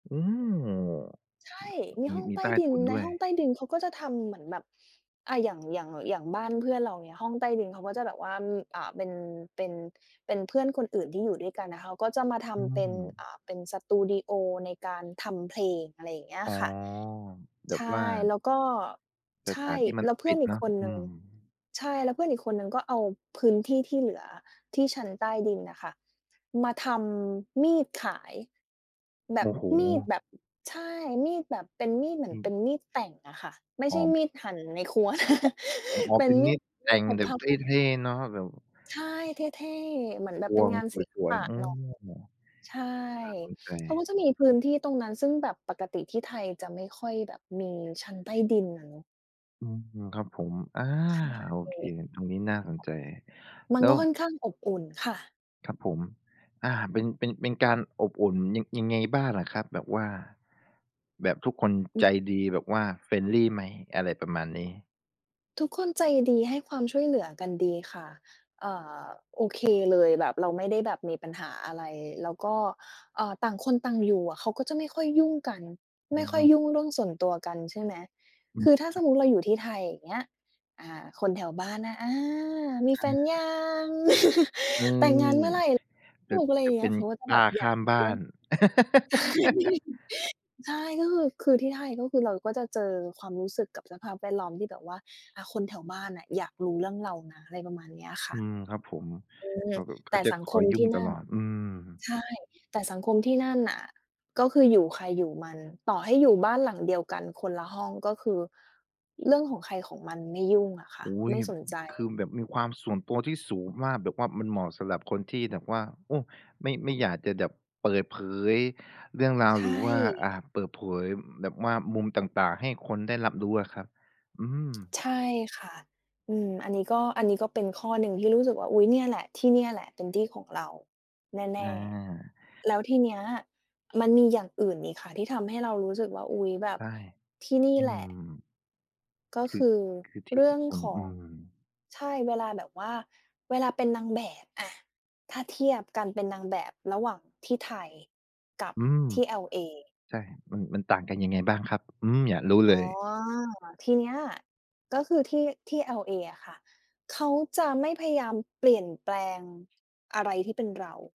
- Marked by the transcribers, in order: other background noise; tapping; chuckle; in English: "friendly"; laugh; laughing while speaking: "ใช่"; laugh; "แบบ" said as "แดบ"; "เปิดเผย" said as "เปิบโผย"
- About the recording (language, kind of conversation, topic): Thai, podcast, อะไรทำให้คุณรู้สึกว่าได้อยู่ในที่ที่เป็นของตัวเอง?